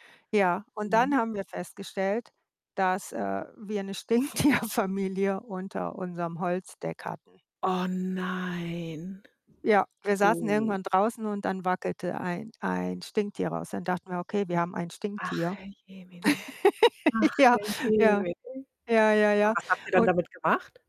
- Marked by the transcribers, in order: static; distorted speech; laughing while speaking: "Stinktierfamilie"; other background noise; drawn out: "nein"; laugh
- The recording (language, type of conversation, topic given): German, unstructured, Was überrascht dich an der Tierwelt in deiner Gegend am meisten?